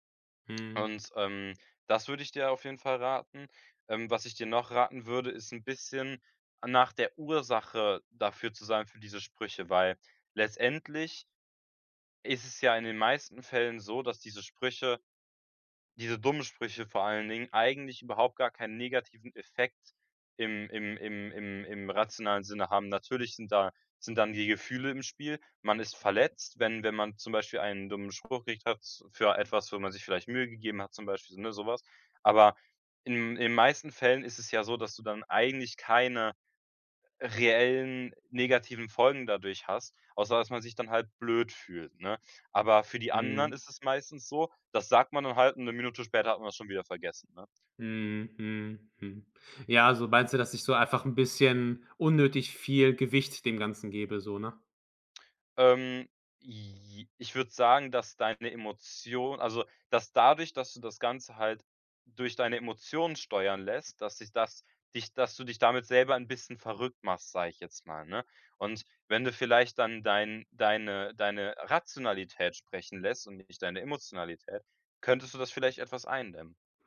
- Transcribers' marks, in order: other background noise
- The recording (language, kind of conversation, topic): German, advice, Wie kann ich mich trotz Angst vor Bewertung und Ablehnung selbstsicherer fühlen?